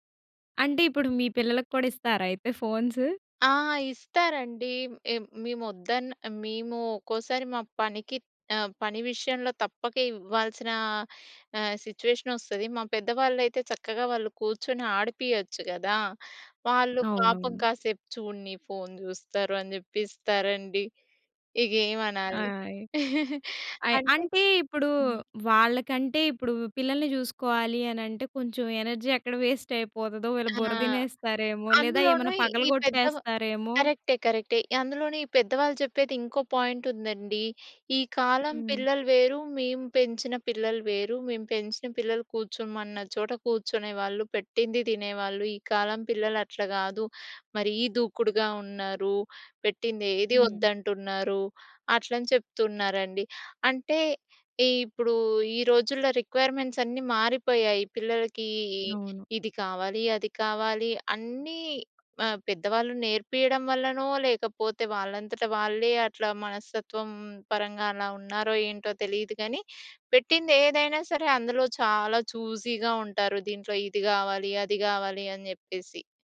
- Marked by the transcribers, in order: in English: "ఫోన్స్?"; in English: "సిట్యువేషన్"; tapping; chuckle; in English: "ఎనర్జీ"; in English: "వేస్ట్"; in English: "పాయింట్"; in English: "రిక్‌వైర్‌మెంట్స్"; in English: "చూసీగా"
- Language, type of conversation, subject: Telugu, podcast, చిన్న పిల్లల కోసం డిజిటల్ నియమాలను మీరు ఎలా అమలు చేస్తారు?